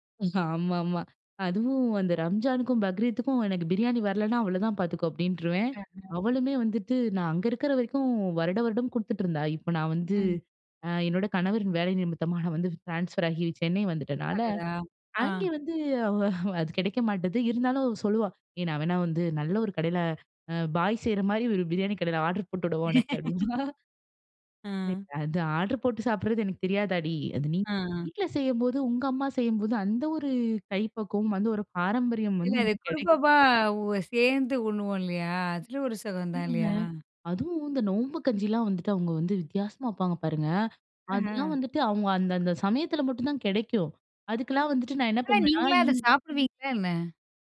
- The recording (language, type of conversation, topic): Tamil, podcast, பாரம்பரிய உணவை யாரோ ஒருவருடன் பகிர்ந்தபோது உங்களுக்கு நடந்த சிறந்த உரையாடல் எது?
- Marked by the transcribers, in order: chuckle; unintelligible speech; in English: "ட்ரான்ஸ்ஃபர்"; laughing while speaking: "அவ"; laugh; laughing while speaking: "அப்பிடினுவா!"; unintelligible speech